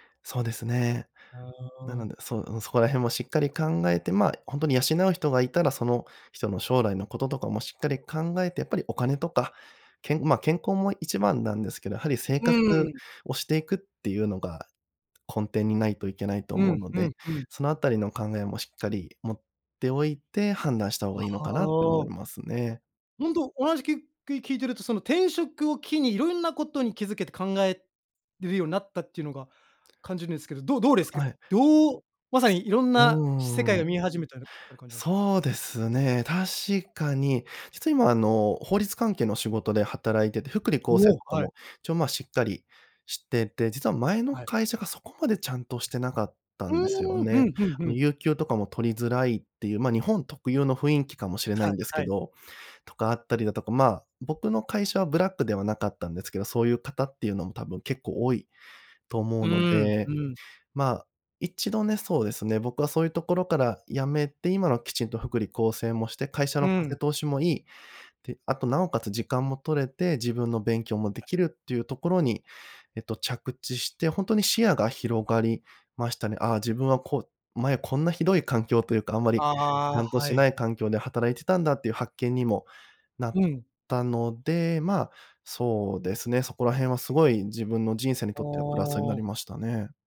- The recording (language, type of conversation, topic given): Japanese, podcast, 転職を考えるとき、何が決め手になりますか？
- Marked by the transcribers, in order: tapping